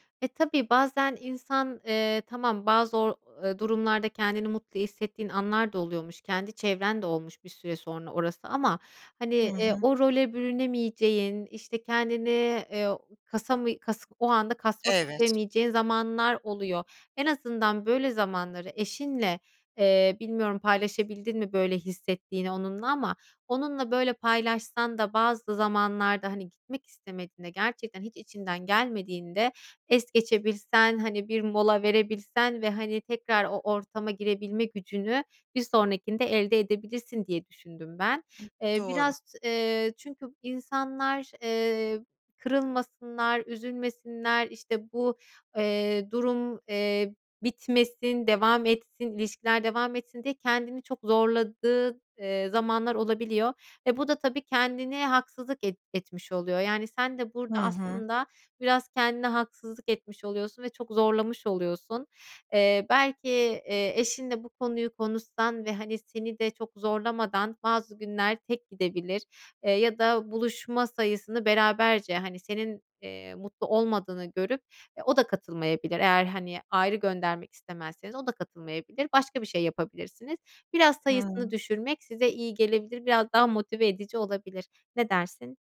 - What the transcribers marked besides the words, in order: other noise; other background noise
- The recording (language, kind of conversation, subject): Turkish, advice, Kutlamalarda sosyal beklenti baskısı yüzünden doğal olamıyorsam ne yapmalıyım?